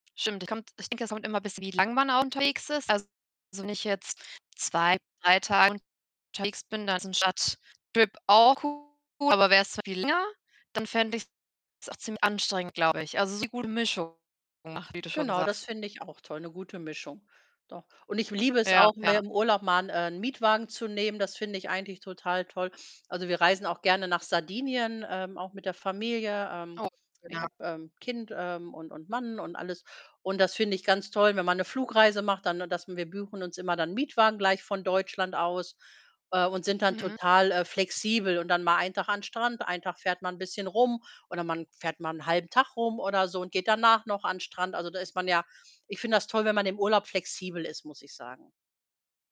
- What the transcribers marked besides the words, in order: distorted speech; unintelligible speech
- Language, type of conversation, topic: German, unstructured, Was macht für dich einen perfekten Urlaub aus?